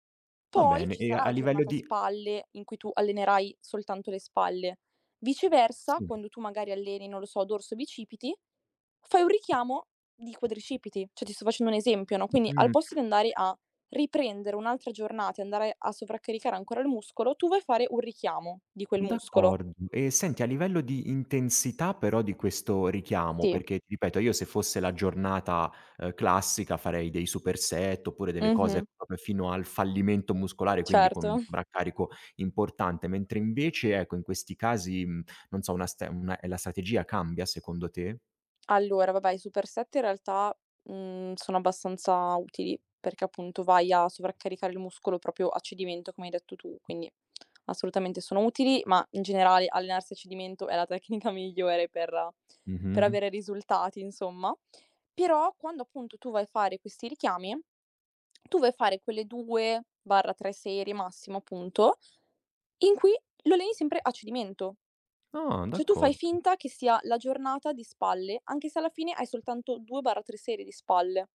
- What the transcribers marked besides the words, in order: other background noise; "Cioè" said as "ceh"; tapping; in English: "super set"; "proprio" said as "popio"; chuckle; "proprio" said as "propio"; laughing while speaking: "tecnica migliore"; "Cioè" said as "ceh"
- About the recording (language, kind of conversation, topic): Italian, advice, Perché recupero fisicamente in modo insufficiente dopo allenamenti intensi?